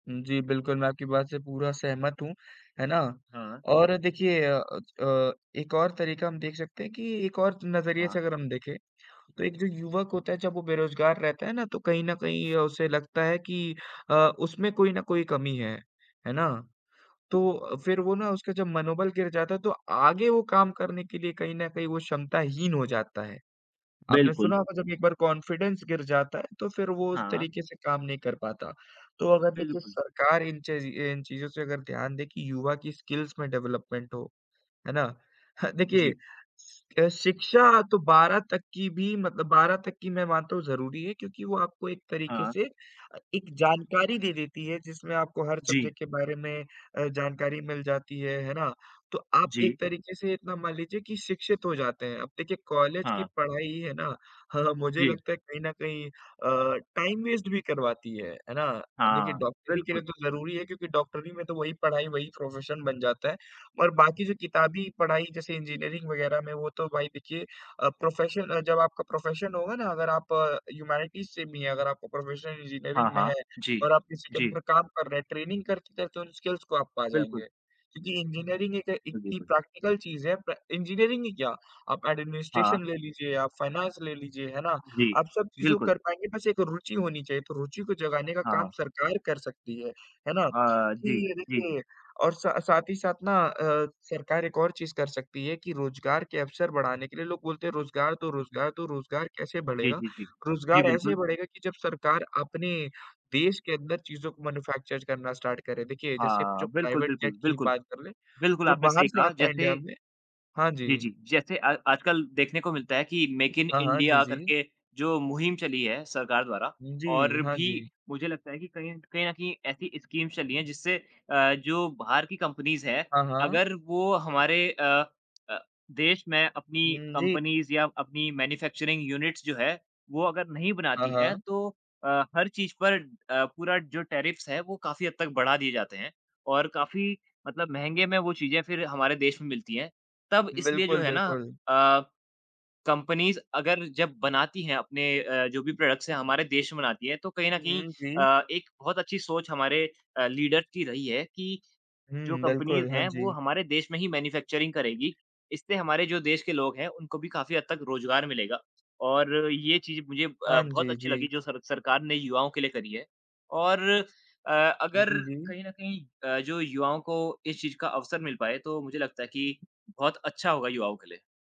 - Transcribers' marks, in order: other background noise; in English: "कॉन्फिडेंस"; in English: "स्किल्स"; in English: "डेवलपमेंट"; chuckle; in English: "सब्जेक्ट"; chuckle; in English: "टाइम वेस्ट"; in English: "प्रोफेशन"; in English: "इंजीनियरिंग"; in English: "प्रोफेशन"; in English: "प्रोफेशन"; in English: "ह्यूमैनिटीज़"; in English: "प्रोफेशन इंजीनियरिंग"; in English: "अंडर"; in English: "ट्रेनिंग"; in English: "स्किल्स"; in English: "इंजीनियरिंग"; in English: "प्रैक्टिकल"; in English: "इंजीनियरिंग"; in English: "एडमिनिस्ट्रेशन"; in English: "फ़ाइनेंस"; tapping; in English: "मैन्युफैक्चर"; in English: "स्टार्ट"; in English: "प्राइवेट"; in English: "स्कीम्स"; in English: "कम्पनीज़"; in English: "कम्पनीज़"; in English: "मैन्युफैक्चरिंग यूनिट्स"; in English: "टेर्रिफ्स"; in English: "कम्पनीज़"; in English: "प्रोडक्ट्स"; in English: "लीडर"; in English: "कम्पनीज़"; in English: "मैन्युफैक्चरिंग"
- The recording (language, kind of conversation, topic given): Hindi, unstructured, सरकार को युवाओं के लिए क्या करना चाहिए?